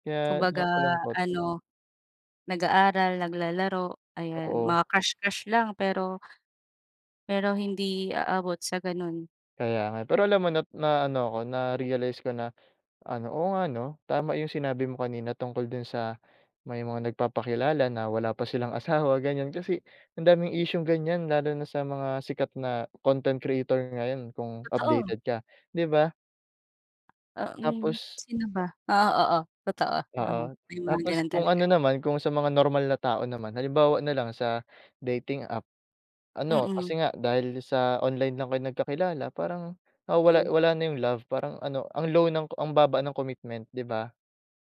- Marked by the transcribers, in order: none
- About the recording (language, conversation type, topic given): Filipino, unstructured, Ano ang epekto ng midyang panlipunan sa ugnayan ng mga tao sa kasalukuyan?